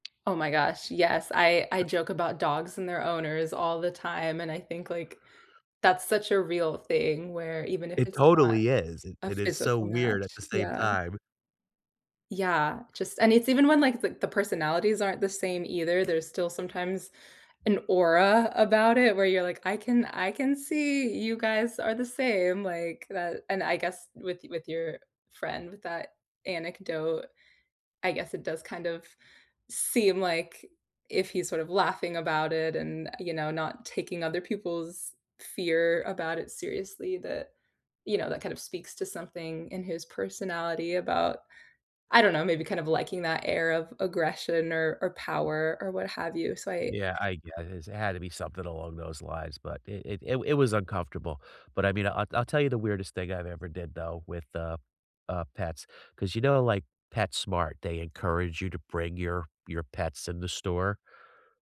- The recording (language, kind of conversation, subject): English, unstructured, How have the animals you’ve cared for or trained shaped the way you build connections with people?
- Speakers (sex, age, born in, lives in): female, 25-29, United States, United States; male, 50-54, United States, United States
- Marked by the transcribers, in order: other background noise; tapping